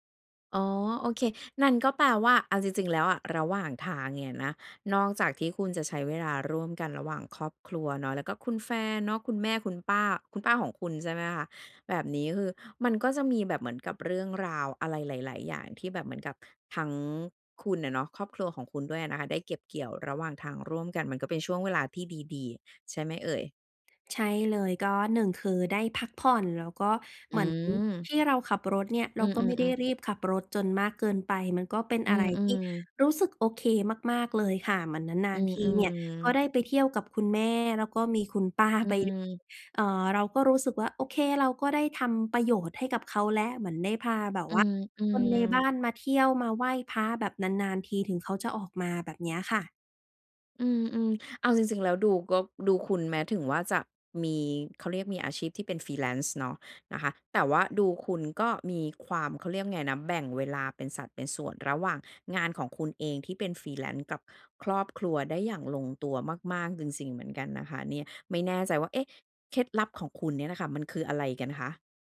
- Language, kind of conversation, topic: Thai, podcast, จะจัดสมดุลงานกับครอบครัวอย่างไรให้ลงตัว?
- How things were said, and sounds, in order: in English: "freelance"; in English: "freelance"